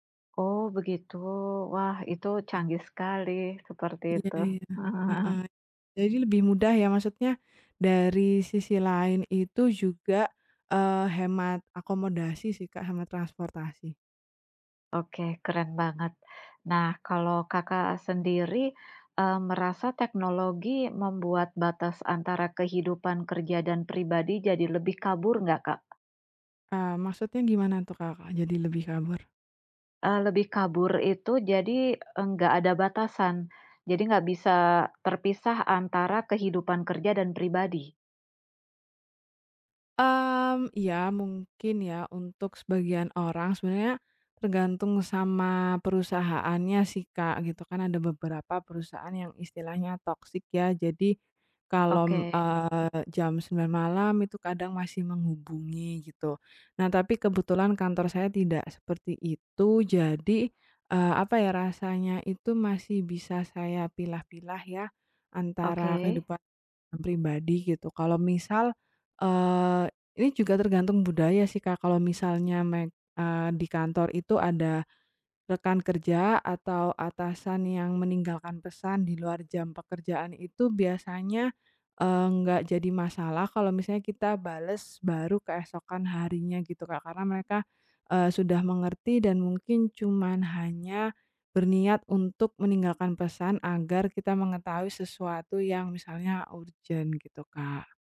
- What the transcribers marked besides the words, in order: other background noise; chuckle; tapping
- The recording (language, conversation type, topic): Indonesian, unstructured, Bagaimana teknologi mengubah cara kita bekerja setiap hari?